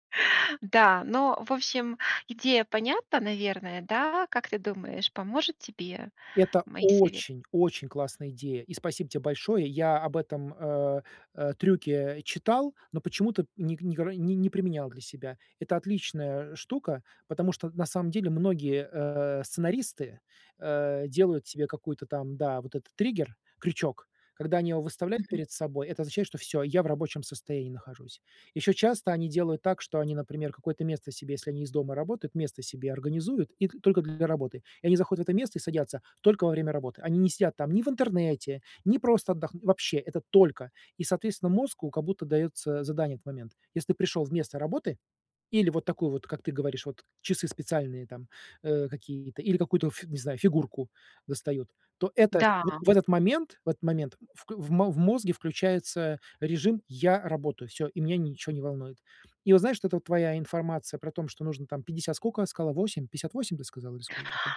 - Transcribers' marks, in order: none
- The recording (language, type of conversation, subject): Russian, advice, Как мне лучше управлять временем и расставлять приоритеты?